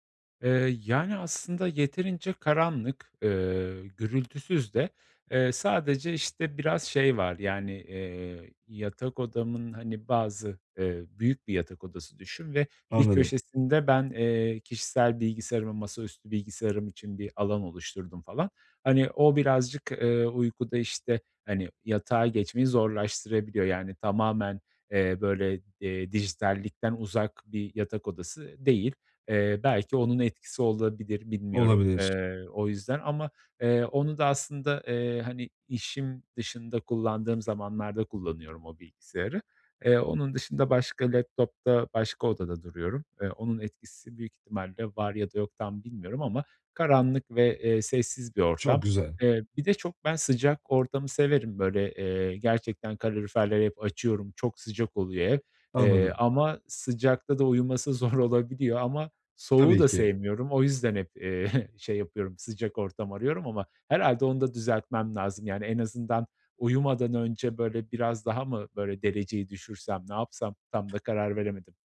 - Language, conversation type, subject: Turkish, advice, Uyumadan önce zihnimi sakinleştirmek için hangi basit teknikleri deneyebilirim?
- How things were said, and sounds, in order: tapping; other background noise; laughing while speaking: "zor olabiliyor ama"; giggle